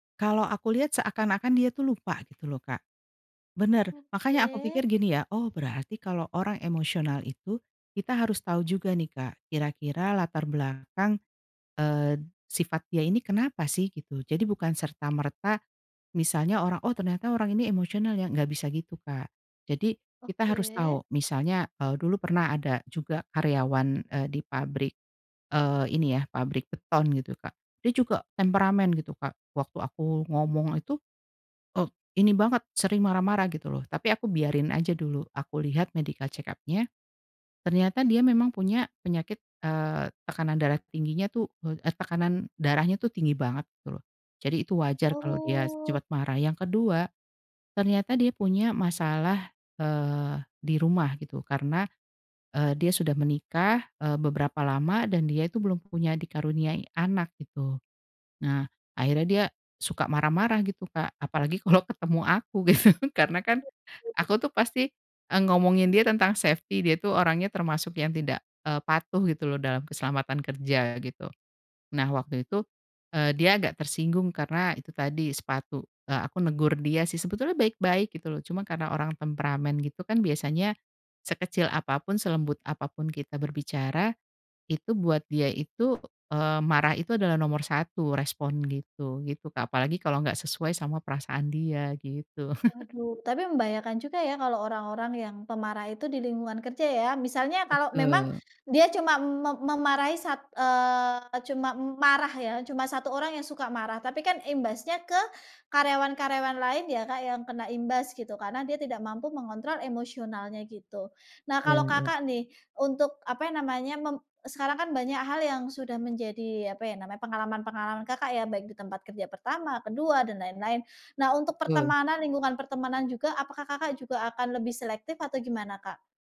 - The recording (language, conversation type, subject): Indonesian, podcast, Bagaimana cara mendengarkan orang yang sedang sangat emosional?
- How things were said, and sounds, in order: in English: "medical check-up-nya"; laughing while speaking: "kalo"; laughing while speaking: "gitu"; other background noise; in English: "safety"; tapping; chuckle